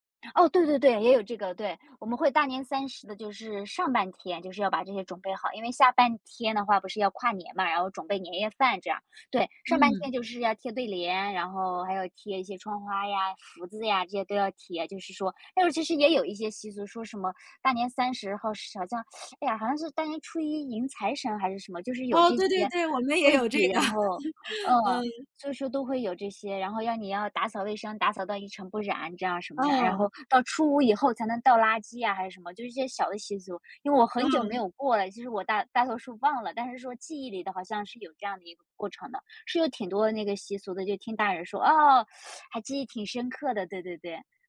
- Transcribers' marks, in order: laughing while speaking: "有这个"; laugh; teeth sucking
- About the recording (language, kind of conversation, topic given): Chinese, podcast, 童年有哪些文化记忆让你至今难忘？